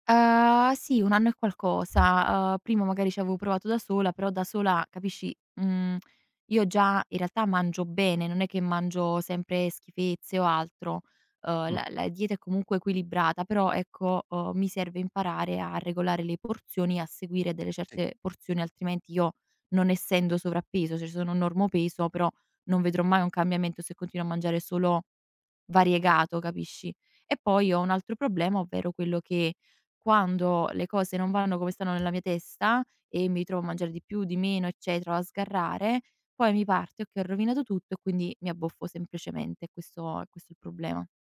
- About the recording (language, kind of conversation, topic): Italian, advice, Che cosa ti è successo dopo aver smesso di seguire una nuova abitudine sana?
- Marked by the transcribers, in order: tapping; "c'avevo" said as "aveo"; stressed: "bene"; "cioè" said as "ceh"